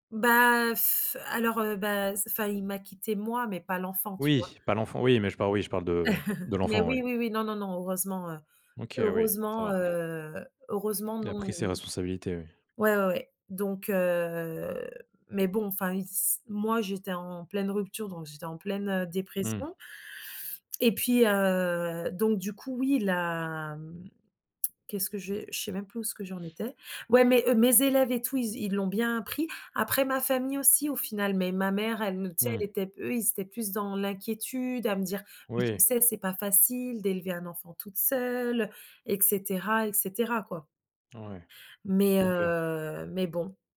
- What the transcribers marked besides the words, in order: blowing; chuckle; tapping; other background noise; drawn out: "heu"; drawn out: "heu"
- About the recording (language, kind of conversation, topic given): French, podcast, Quel moment t’a poussé à repenser tes priorités ?